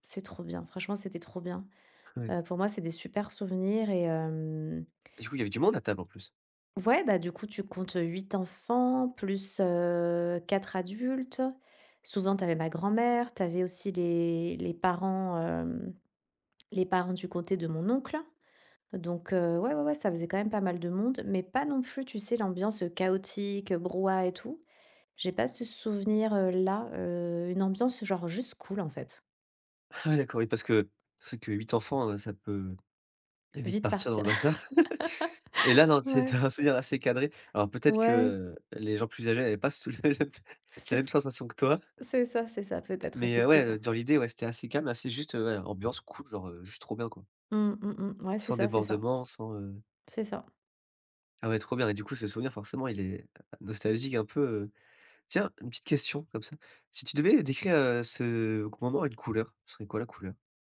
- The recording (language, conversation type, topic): French, podcast, Quel plat te ramène directement à ton enfance ?
- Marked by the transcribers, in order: drawn out: "hem"; drawn out: "heu"; "Souvent" said as "sousan"; drawn out: "les"; stressed: "là"; laugh; laughing while speaking: "un"; tapping; laughing while speaking: "sou le même"